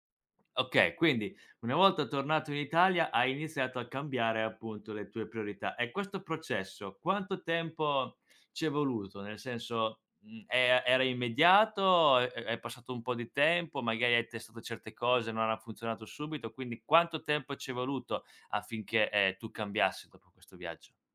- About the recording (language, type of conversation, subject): Italian, podcast, Quando un viaggio ti ha fatto rivedere le priorità?
- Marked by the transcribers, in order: tapping; other background noise